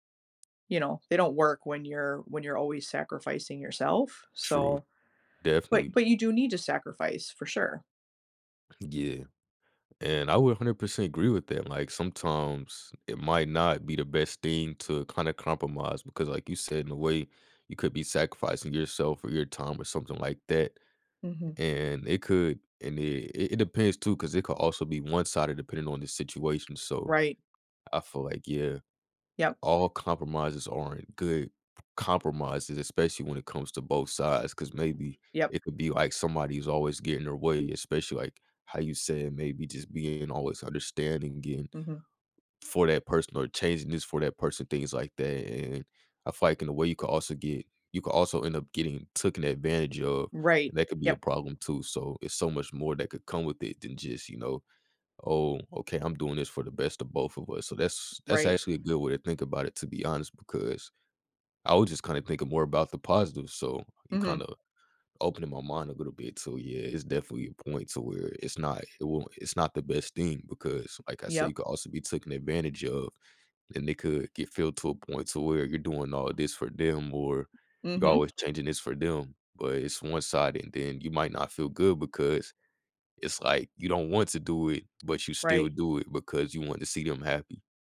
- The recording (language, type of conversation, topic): English, unstructured, When did you have to compromise with someone?
- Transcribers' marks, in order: chuckle; tapping; other background noise; "taken" said as "tooken"; "taken" said as "tooken"